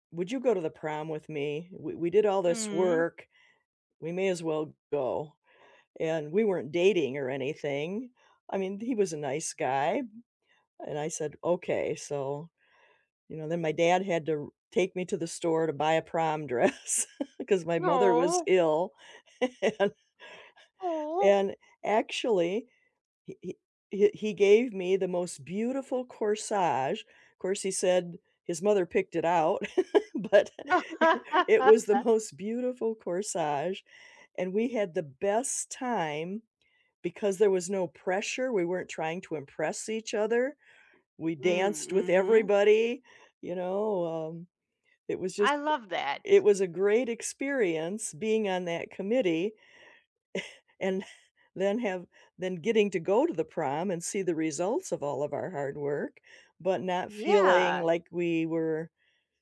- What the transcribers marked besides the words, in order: laughing while speaking: "dress"; chuckle; laughing while speaking: "and"; laugh; laughing while speaking: "but"; laugh; other background noise; chuckle; laughing while speaking: "And"; chuckle
- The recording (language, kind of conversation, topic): English, unstructured, What extracurricular clubs or activities most shaped your school experience, for better or worse?
- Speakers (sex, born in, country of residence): female, United States, United States; female, United States, United States